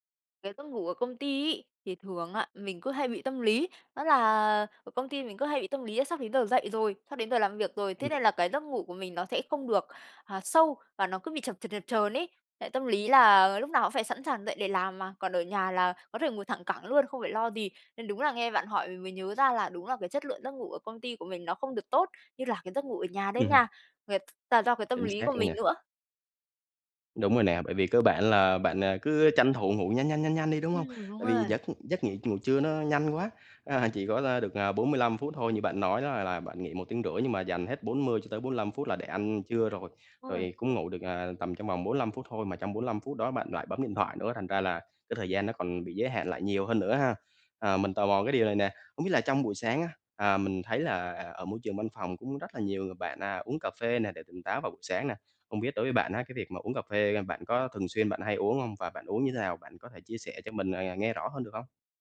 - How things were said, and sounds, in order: other background noise; tapping; unintelligible speech
- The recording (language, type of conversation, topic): Vietnamese, advice, Làm sao để không cảm thấy uể oải sau khi ngủ ngắn?